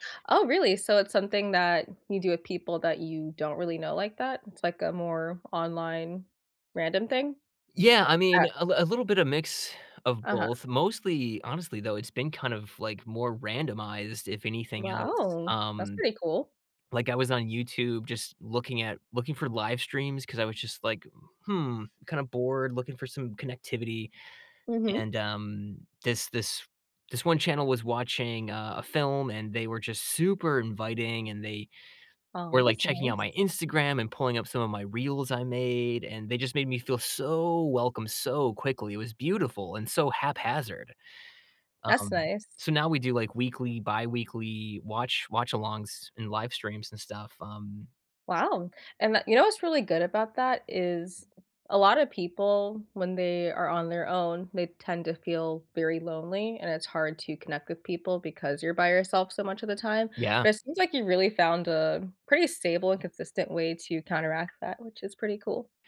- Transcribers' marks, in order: tapping; stressed: "super"; stressed: "so"
- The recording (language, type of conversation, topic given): English, unstructured, What small daily ritual should I adopt to feel like myself?
- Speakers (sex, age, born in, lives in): female, 20-24, United States, United States; male, 35-39, United States, United States